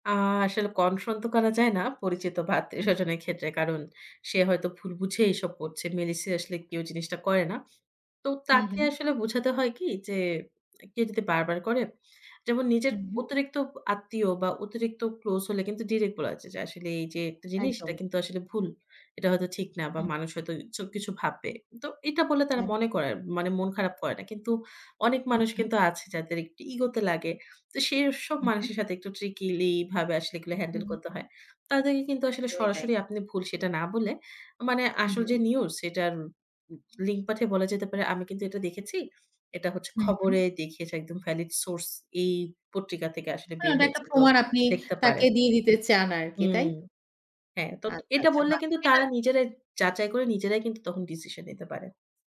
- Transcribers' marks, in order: in English: "কনফ্রন্ট"; tapping; in English: "ট্রিকিলি"; in English: "হ্যান্ডেল"; in English: "ভ্যালিড সোর্স"
- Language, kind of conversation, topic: Bengali, podcast, ভুয়ো খবর পেলে আপনি কীভাবে তা যাচাই করেন?